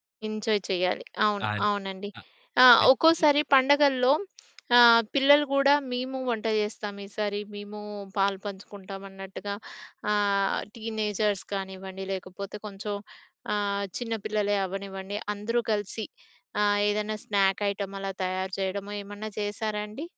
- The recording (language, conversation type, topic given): Telugu, podcast, పండుగలు, ఉత్సవాల కోసం మీ ఇంట్లో మీరు ఎలా ప్రణాళిక వేసుకుంటారు?
- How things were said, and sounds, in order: in English: "ఎంజాయ్"; distorted speech; tapping; in English: "టీనేజర్స్"; in English: "స్నాక్ ఐటెమ్"